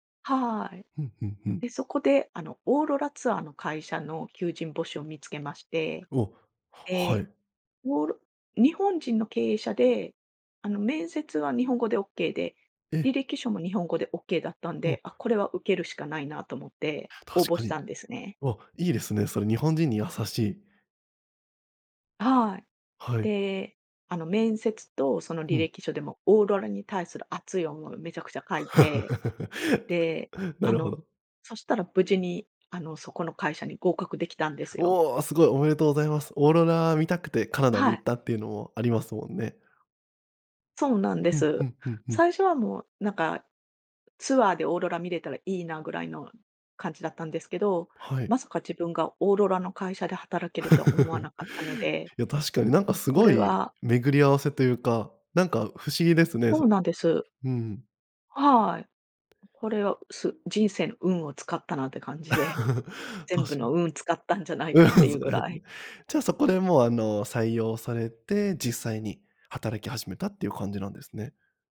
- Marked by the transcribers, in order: chuckle; chuckle; other background noise; chuckle
- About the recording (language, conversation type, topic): Japanese, podcast, ひとり旅で一番忘れられない体験は何でしたか？
- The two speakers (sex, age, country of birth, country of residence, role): female, 45-49, Japan, Japan, guest; male, 30-34, Japan, Japan, host